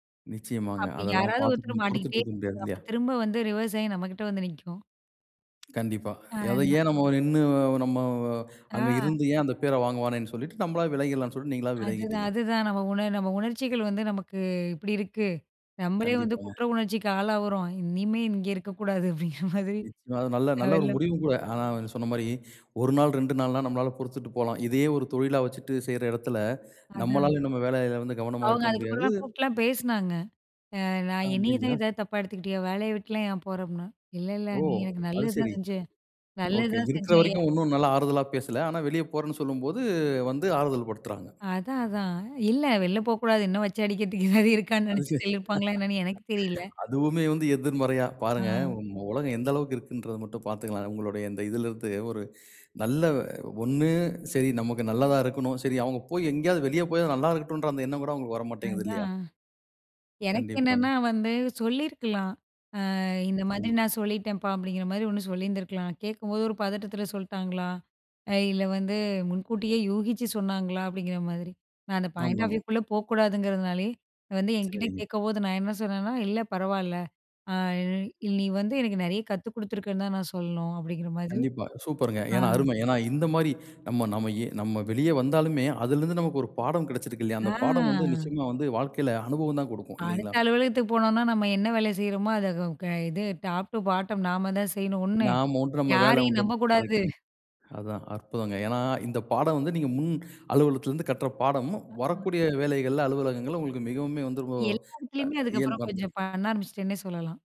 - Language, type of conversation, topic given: Tamil, podcast, விமர்சனங்களை நீங்கள் எப்படி எதிர்கொள்கிறீர்கள்?
- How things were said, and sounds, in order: other background noise; in English: "ரிவர்ஸ்"; other noise; drawn out: "நம்ம"; laughing while speaking: "அப்டிங்கிற மாதிரி"; laughing while speaking: "எதாவது இருக்கானு நெனச்சு"; "சொல்லிருப்பாங்களா" said as "செல்லிருப்பாங்களா"; laugh; background speech; in English: "பாயிண்ட் ஆஃப் வியூ"; drawn out: "ஆ"; in English: "டாப் டூ பாட்டம்"